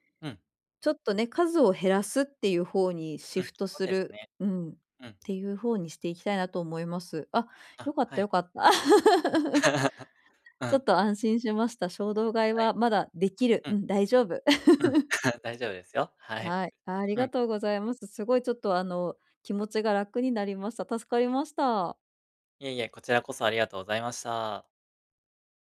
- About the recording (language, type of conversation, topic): Japanese, advice, 衝動買いを抑えるにはどうすればいいですか？
- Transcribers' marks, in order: laugh; laugh; other noise; laugh